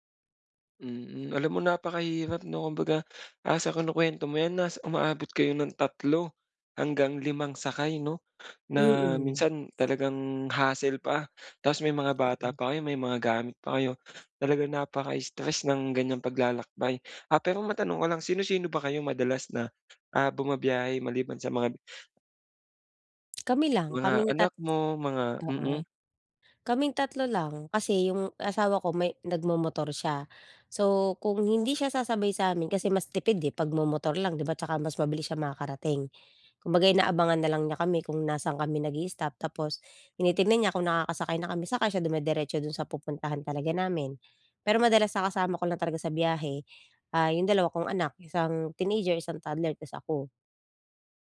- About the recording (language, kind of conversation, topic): Filipino, advice, Paano ko makakayanan ang stress at abala habang naglalakbay?
- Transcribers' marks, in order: in English: "hassle"; breath; tongue click; other background noise